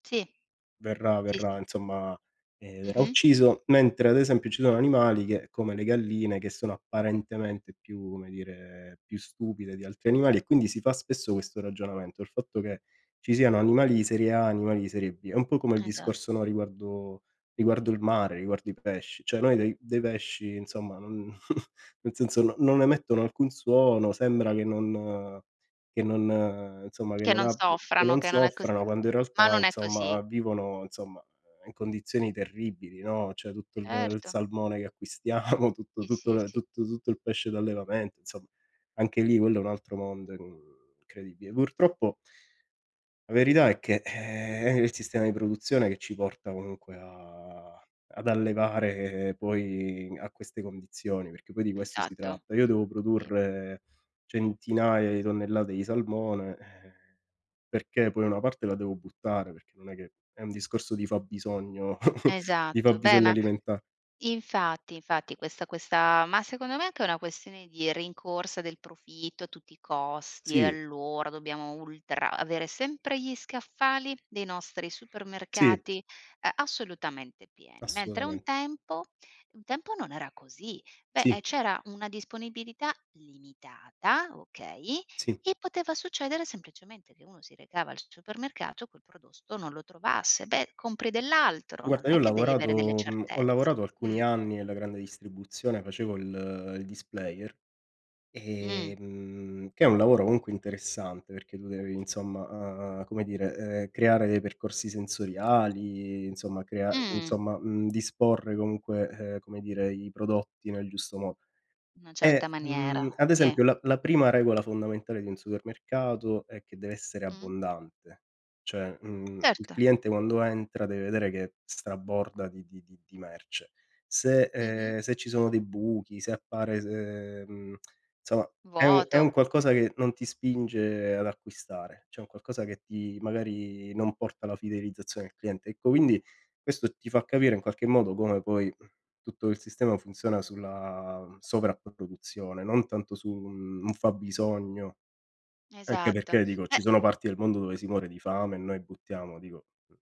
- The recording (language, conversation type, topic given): Italian, unstructured, Che cosa ti fa arrabbiare quando senti storie di crudeltà sugli animali?
- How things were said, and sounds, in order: chuckle; other background noise; laughing while speaking: "acquistiamo"; "incredibile" said as "incredibie"; drawn out: "a"; drawn out: "poi"; tapping; chuckle; "prodotto" said as "prodosto"; other noise; in English: "displayer"; tsk; "insomma" said as "nsoma"; "cioè" said as "ceh"